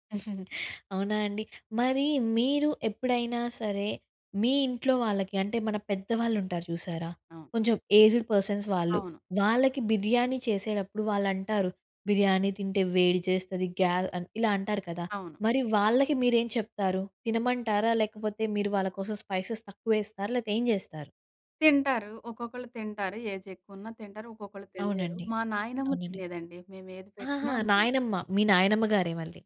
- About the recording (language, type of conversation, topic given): Telugu, podcast, రుచికరమైన స్మృతులు ఏ వంటకంతో ముడిపడ్డాయి?
- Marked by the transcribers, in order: giggle; in English: "ఏజ్డ్ పర్సన్స్"; in English: "స్పైసెస్"; in English: "ఏజ్"